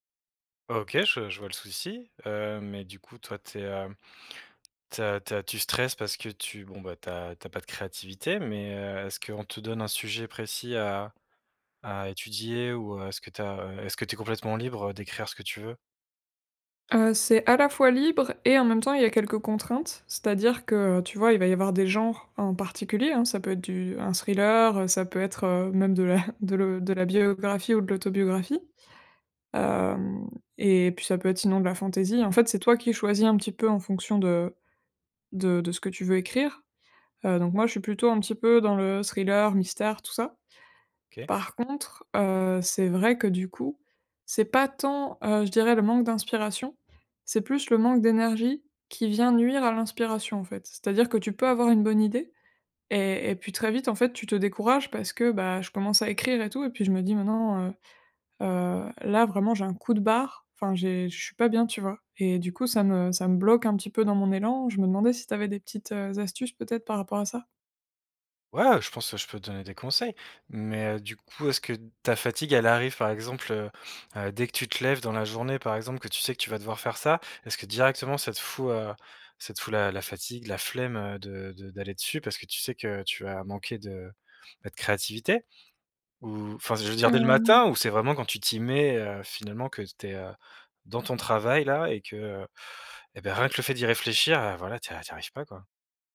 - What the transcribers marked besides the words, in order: other background noise; laughing while speaking: "de la"
- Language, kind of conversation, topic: French, advice, Comment la fatigue et le manque d’énergie sabotent-ils votre élan créatif régulier ?